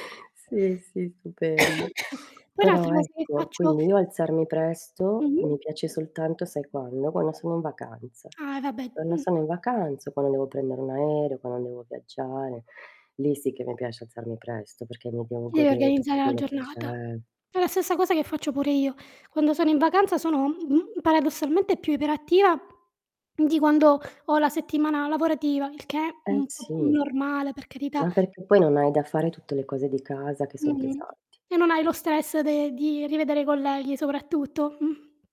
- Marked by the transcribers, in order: cough; distorted speech; other background noise; tapping; swallow; unintelligible speech
- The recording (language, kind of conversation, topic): Italian, unstructured, Come inizia di solito la tua giornata?